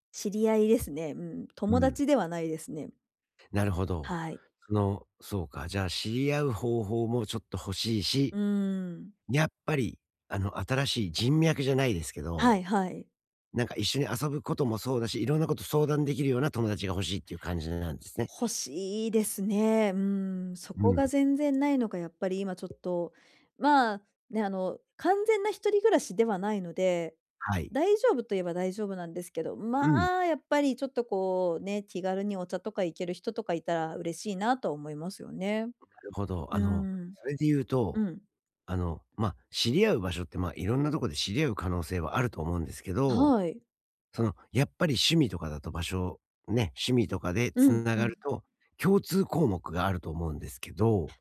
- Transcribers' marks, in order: other background noise
- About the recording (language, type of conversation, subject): Japanese, advice, 新しい場所でどうすれば自分の居場所を作れますか？